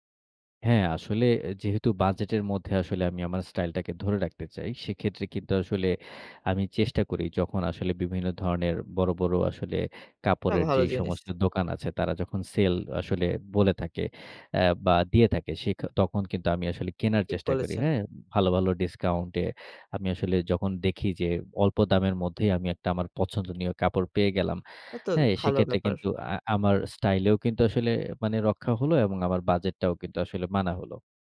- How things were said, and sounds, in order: tapping
- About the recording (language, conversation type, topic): Bengali, podcast, বাজেটের মধ্যে স্টাইল বজায় রাখার আপনার কৌশল কী?